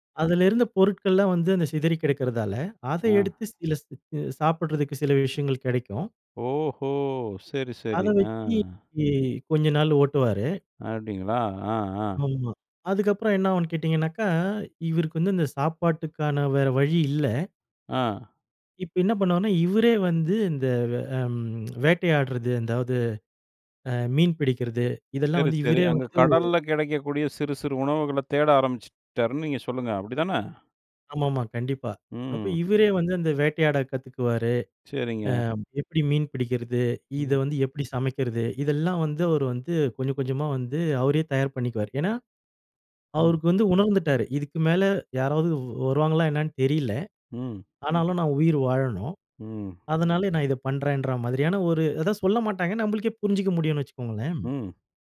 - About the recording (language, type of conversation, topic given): Tamil, podcast, ஒரு திரைப்படம் உங்களின் கவனத்தை ஈர்த்ததற்கு காரணம் என்ன?
- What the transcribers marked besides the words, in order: other background noise